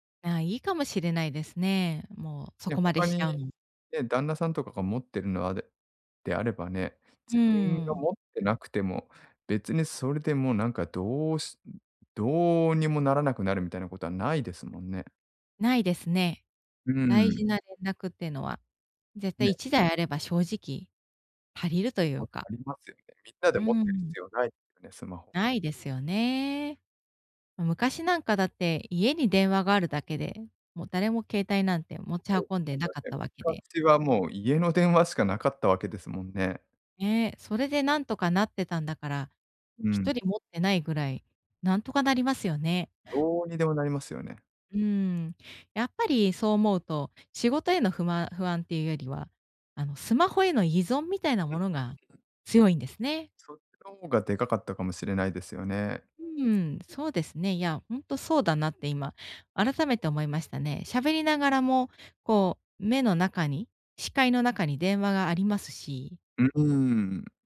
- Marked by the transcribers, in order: unintelligible speech; unintelligible speech
- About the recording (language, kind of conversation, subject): Japanese, advice, 休暇中に本当にリラックスするにはどうすればいいですか？